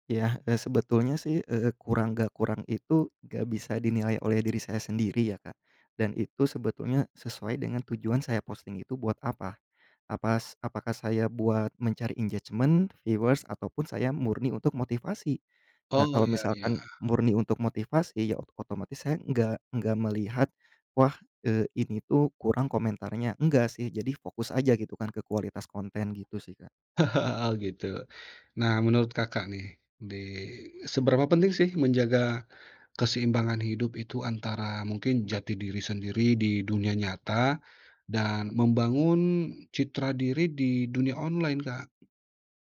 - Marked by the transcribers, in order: in English: "engagement, viewers"; chuckle; tapping
- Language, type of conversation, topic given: Indonesian, podcast, Bagaimana cara kamu membangun citra diri di dunia maya?